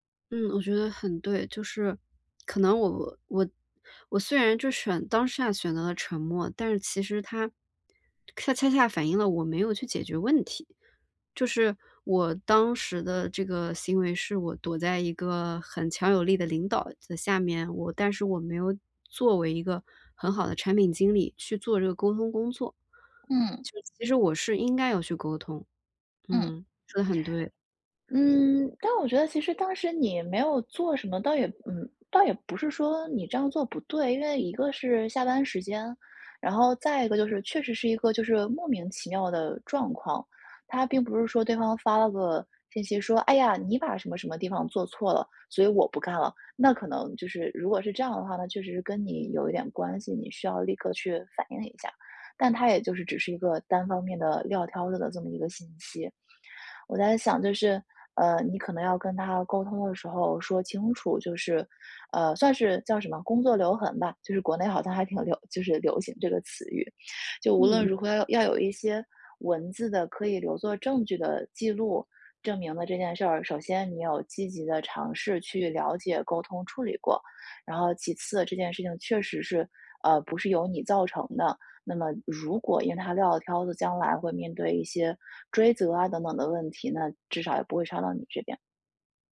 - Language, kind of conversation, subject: Chinese, advice, 我該如何處理工作中的衝突與利益衝突？
- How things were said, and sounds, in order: other background noise